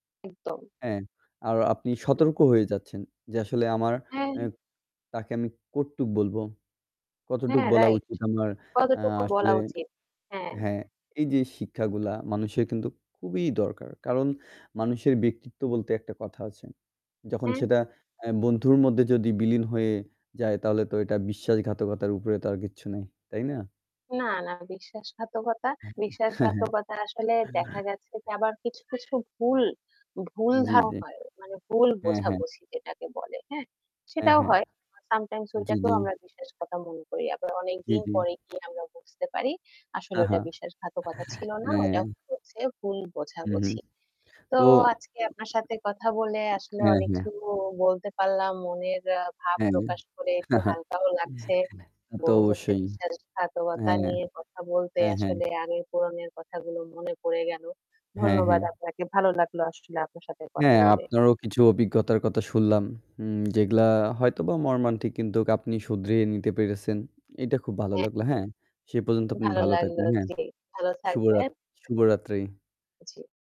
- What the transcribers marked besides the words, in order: static; "কতটুক" said as "কটুক"; distorted speech; laughing while speaking: "হ্যাঁ, হ্যাঁ"; scoff; chuckle
- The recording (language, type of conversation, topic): Bengali, unstructured, বন্ধুত্বে আপনি কি কখনো বিশ্বাসঘাতকতার শিকার হয়েছেন, আর তা আপনার জীবনে কী প্রভাব ফেলেছে?